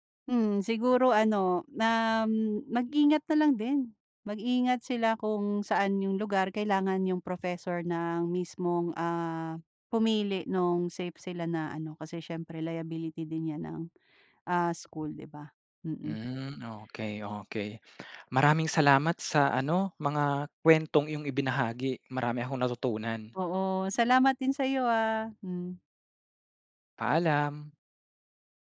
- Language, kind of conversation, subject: Filipino, podcast, Ano ang pinaka-nakakagulat na kabutihang-loob na naranasan mo sa ibang lugar?
- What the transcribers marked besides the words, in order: none